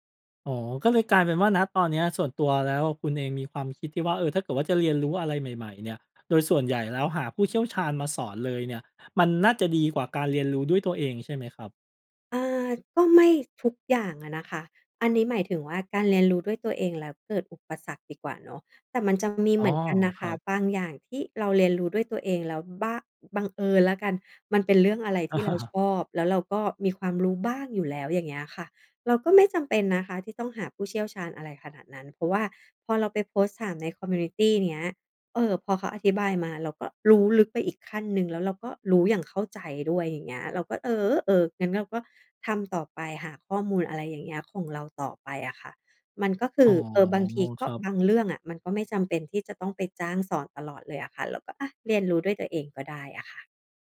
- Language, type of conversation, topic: Thai, podcast, เคยเจออุปสรรคตอนเรียนเองไหม แล้วจัดการยังไง?
- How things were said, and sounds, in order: laugh; in English: "คอมมิวนิตี"; stressed: "เออ"